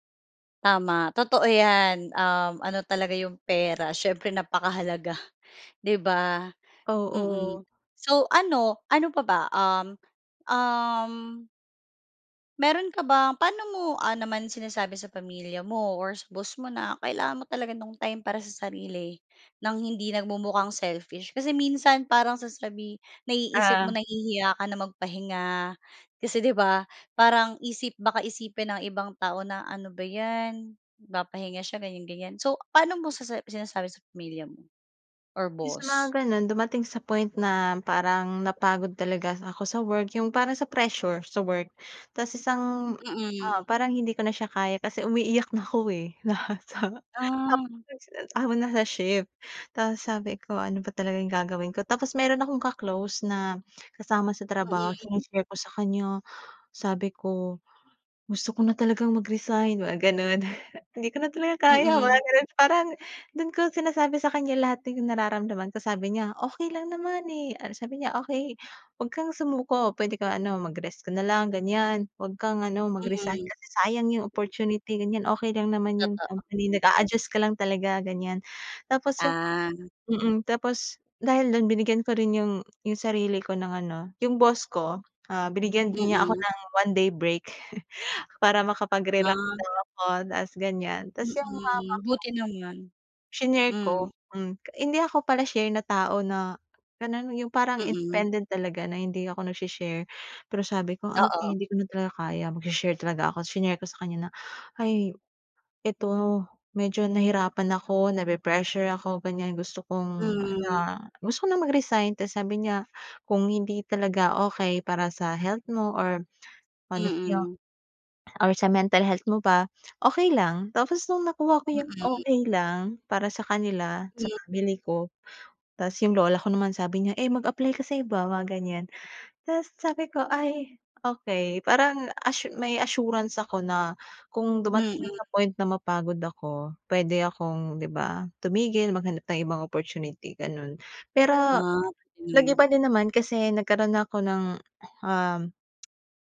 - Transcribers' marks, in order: laughing while speaking: "napakahalaga"; laughing while speaking: "ako, eh, na sa tapos"; unintelligible speech; chuckle
- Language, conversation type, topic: Filipino, podcast, May ginagawa ka ba para alagaan ang sarili mo?